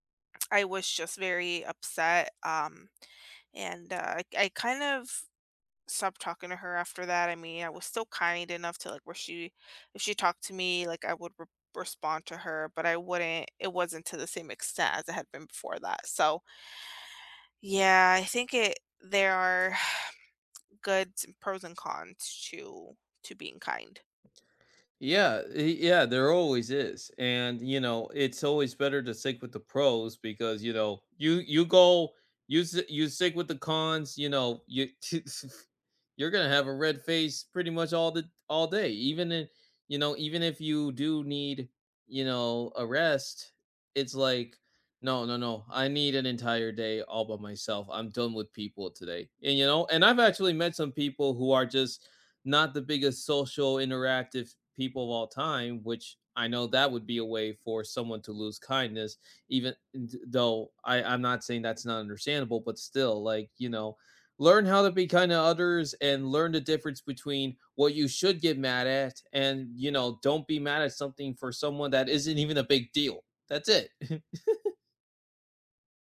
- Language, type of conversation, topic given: English, unstructured, How do you navigate conflict without losing kindness?
- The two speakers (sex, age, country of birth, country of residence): female, 25-29, United States, United States; male, 20-24, United States, United States
- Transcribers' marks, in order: tapping; chuckle; chuckle